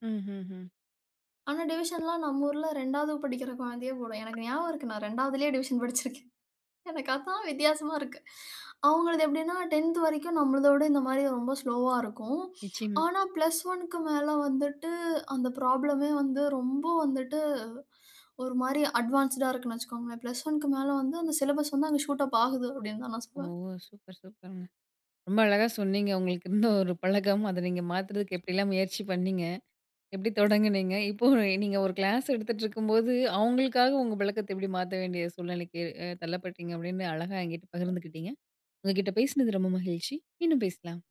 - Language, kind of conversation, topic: Tamil, podcast, ஒரு பழக்கத்தை உருவாக்குவதற்குப் பதிலாக அதை விட்டு விடத் தொடங்குவது எப்படி?
- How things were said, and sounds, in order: other background noise; in English: "டிவிஷன்லாம்"; in English: "டிவிஷன்"; in English: "ஸ்லோவா"; in English: "ப்ளஸ் ஒன்க்கு"; in English: "ப்ராப்ளமே"; in English: "அட்வான்ஸ்ட்டுடா"; in English: "ப்ளஸ் ஒன்க்கு"; in English: "ஷூட் அப்"; in English: "கிளாஸ்"; other noise